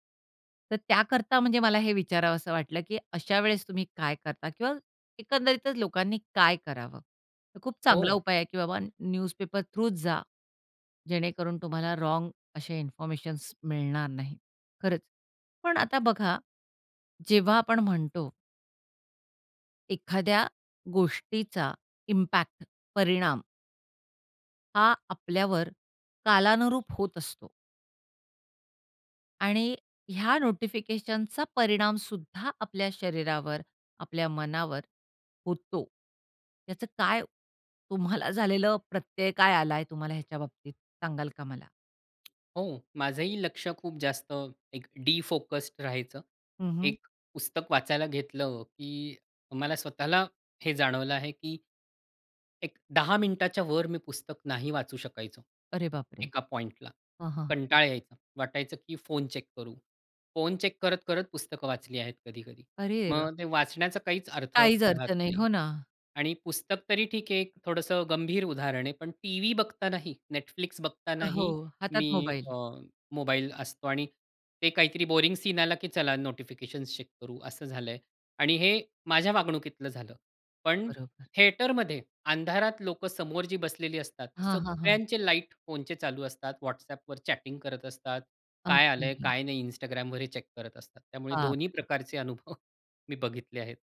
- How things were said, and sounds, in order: in English: "न्यूजपेपर थ्रूच"; in English: "रॉन्ग"; in English: "इम्पॅक्ट"; tapping; in English: "डिफोकस्ड"; sad: "काहीच अर्थ नाही"; in English: "बोरिंग"; in English: "चेक"; in English: "थिएटरमध्ये"; in English: "चॅटिंग"; in English: "चेक"; laughing while speaking: "अनुभव"
- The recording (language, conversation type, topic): Marathi, podcast, तुम्ही सूचनांचे व्यवस्थापन कसे करता?